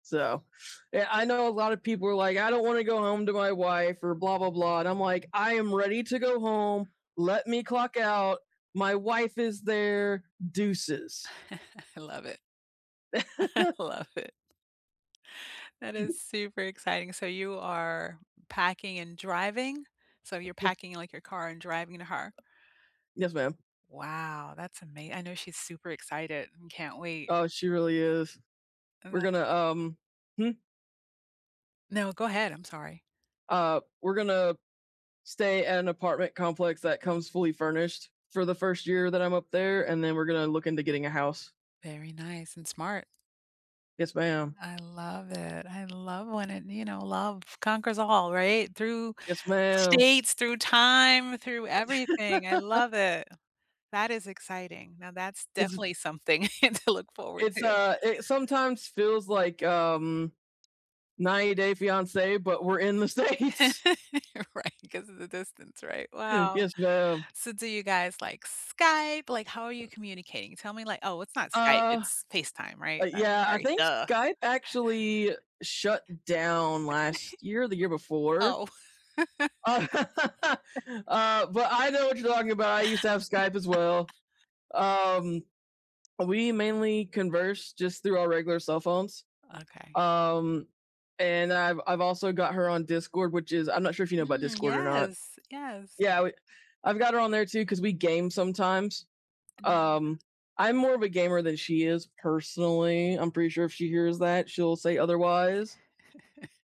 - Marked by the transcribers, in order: chuckle; laugh; laughing while speaking: "I love it"; other background noise; tapping; joyful: "Through states, through time, through everything, I love it"; laugh; chuckle; laughing while speaking: "to"; laughing while speaking: "States"; laugh; laughing while speaking: "Right"; chuckle; laugh; giggle; chuckle; laugh; chuckle
- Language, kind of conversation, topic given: English, unstructured, What are you most looking forward to this month, and how will you slow down, savor, and share it?
- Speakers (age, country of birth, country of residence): 30-34, United States, United States; 50-54, United States, United States